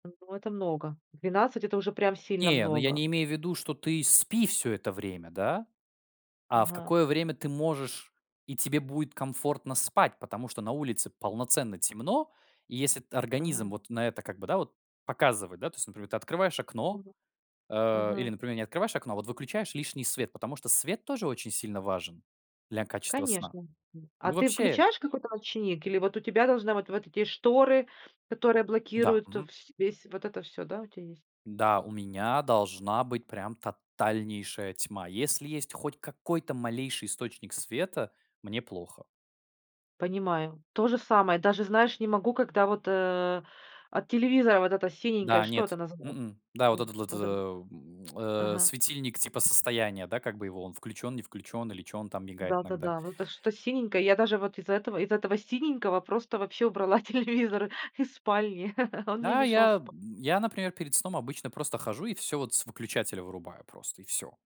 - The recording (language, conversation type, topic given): Russian, podcast, Какую роль сон играет в твоём самочувствии?
- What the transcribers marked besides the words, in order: unintelligible speech; other background noise; lip smack; laughing while speaking: "телевизор из спальни"